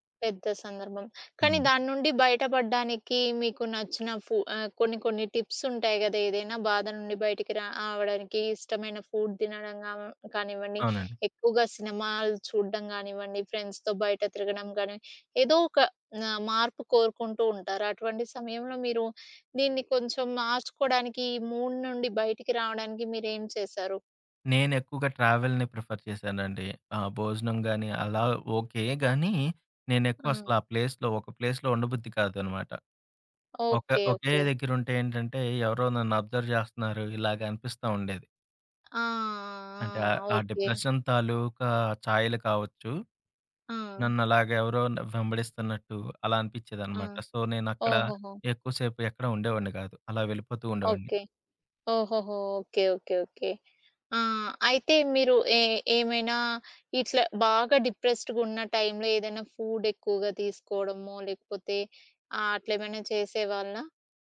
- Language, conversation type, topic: Telugu, podcast, నిరాశను ఆశగా ఎలా మార్చుకోవచ్చు?
- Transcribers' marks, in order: in English: "టిప్స్"; in English: "ఫుడ్"; in English: "ఫ్రెండ్స్‌తో"; in English: "మూడ్"; in English: "ట్రావెల్‌ని ప్రిఫర్"; in English: "ప్లే‌స్‌లో"; in English: "ప్లేస్‌లో"; in English: "అబ్జర్వ్"; tapping; in English: "డిప్రెషన్"; in English: "సొ"; in English: "డిప్రెస్డ్‌గా"; in English: "ఫుడ్"